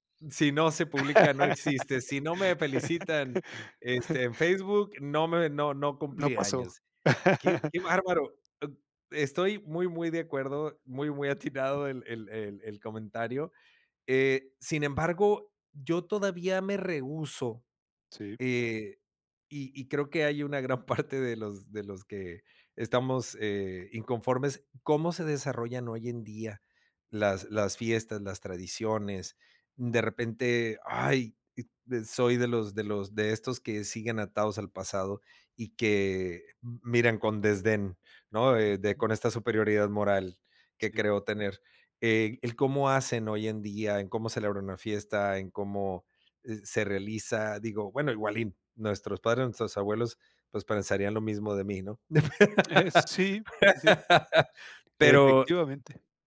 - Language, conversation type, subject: Spanish, podcast, ¿Cómo cambian las fiestas con las nuevas generaciones?
- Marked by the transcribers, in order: laugh; laugh; chuckle; laugh